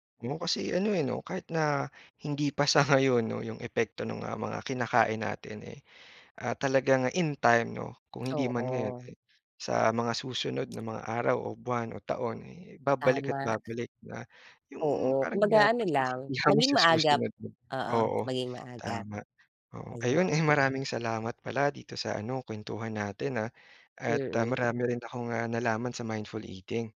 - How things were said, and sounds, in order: tapping; other background noise; in English: "mindful eating"
- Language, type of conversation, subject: Filipino, podcast, Paano nakakatulong ang maingat na pagkain sa pang-araw-araw na buhay?